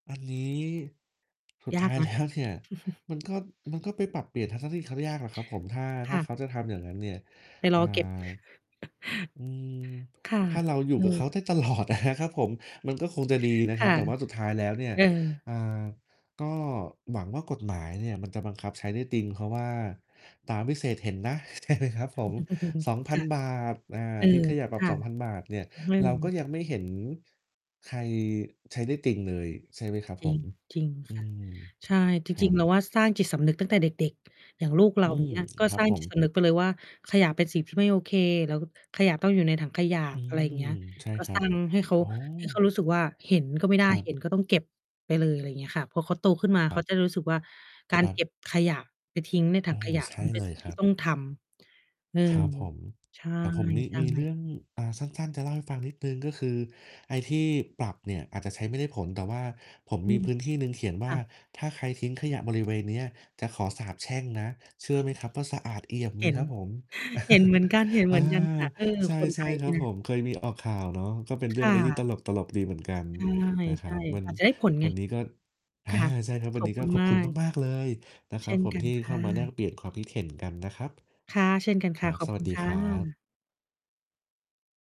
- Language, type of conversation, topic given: Thai, unstructured, ขยะพลาสติกในทะเลทำให้คุณรู้สึกอย่างไร?
- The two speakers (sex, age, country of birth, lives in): female, 30-34, Thailand, United States; male, 30-34, Thailand, Thailand
- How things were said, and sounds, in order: distorted speech; static; chuckle; tapping; mechanical hum; chuckle; laughing while speaking: "ตลอดอะนะครับผม"; chuckle; chuckle